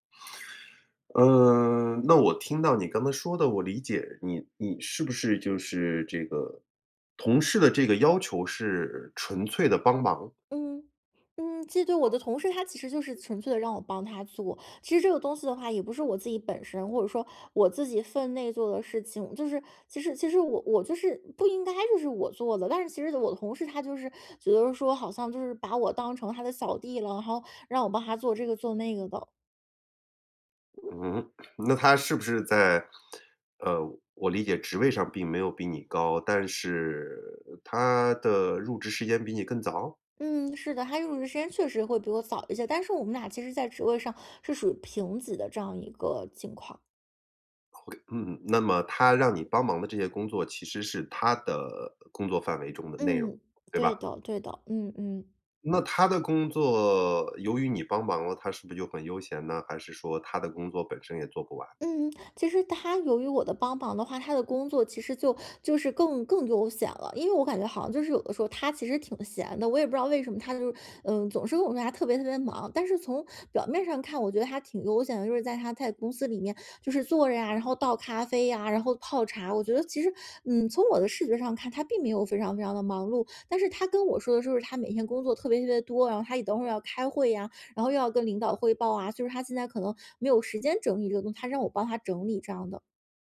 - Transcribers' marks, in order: other background noise
- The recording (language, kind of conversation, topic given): Chinese, advice, 我工作量太大又很难拒绝别人，精力很快耗尽，该怎么办？